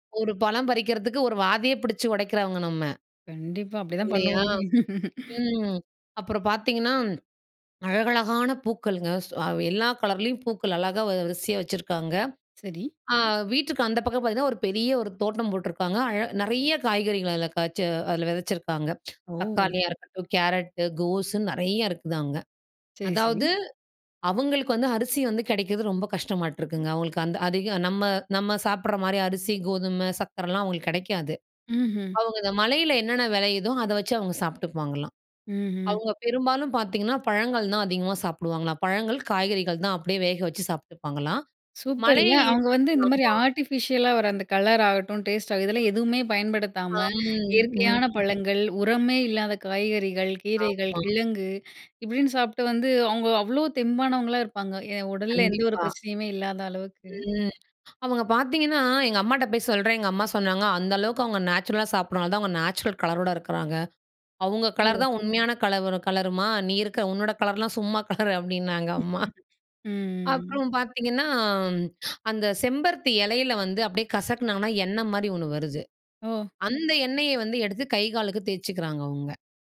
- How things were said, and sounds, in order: laughing while speaking: "அப்டிதான் பண்ணுவோமே!"; in English: "ஆர்ட்டிஃபிஷியலா"; inhale; other background noise; inhale; in English: "நேச்சுரலா"; in English: "நேச்சுரல் கலரோட"; other noise; laughing while speaking: "நீ இருக்கிற உன்னோட கலர்லாம் சும்மா கலரு அப்டின்னாங்க அம்மா"; chuckle; inhale
- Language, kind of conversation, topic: Tamil, podcast, உங்கள் கற்றல் பயணத்தை ஒரு மகிழ்ச்சி கதையாக சுருக்கமாகச் சொல்ல முடியுமா?